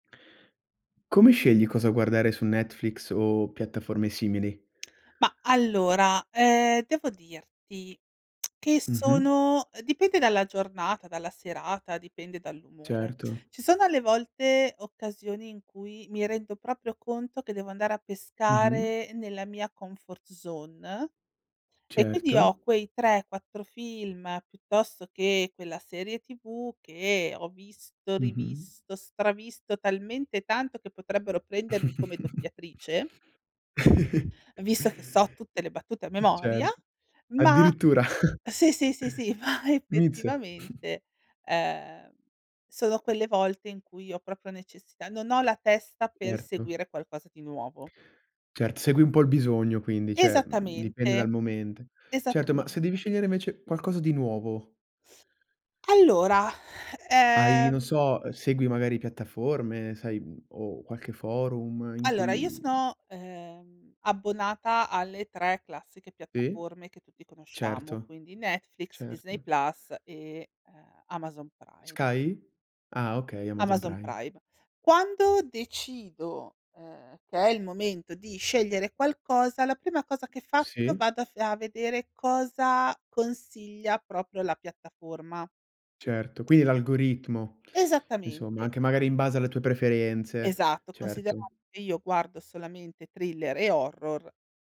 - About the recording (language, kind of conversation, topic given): Italian, podcast, Come scegli cosa guardare su Netflix o su altre piattaforme simili?
- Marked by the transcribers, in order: other background noise; lip smack; lip smack; tapping; chuckle; chuckle; laughing while speaking: "ma"; chuckle; lip smack